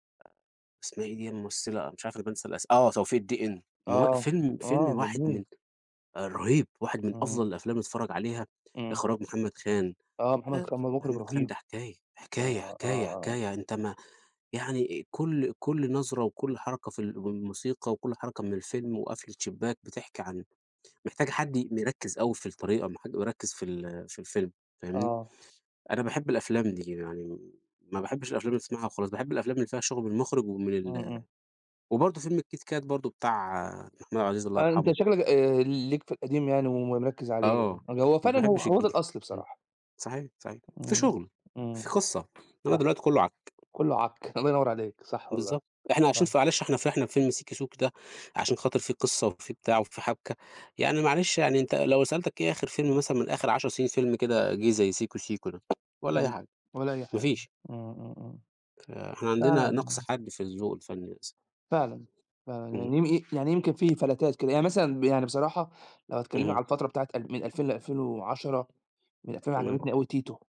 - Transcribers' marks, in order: laughing while speaking: "عك"; tapping
- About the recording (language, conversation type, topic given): Arabic, unstructured, إيه الفيلم اللي غيّر نظرتك للحياة؟